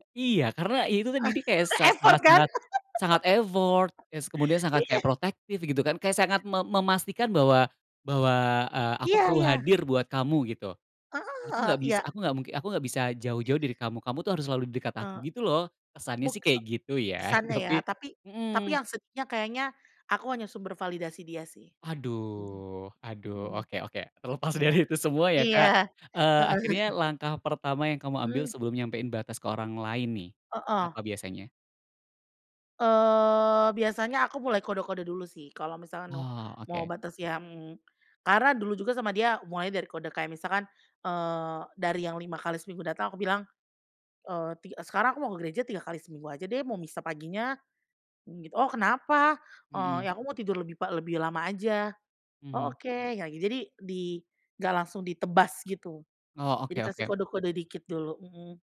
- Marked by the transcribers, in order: other background noise; in English: "Effort"; in English: "effort"; laugh; tapping; laughing while speaking: "Iya"; laughing while speaking: "tapi"; laughing while speaking: "terlepas dari itu"; laughing while speaking: "heeh"
- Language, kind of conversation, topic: Indonesian, podcast, Bagaimana kamu bisa menegaskan batasan tanpa membuat orang lain tersinggung?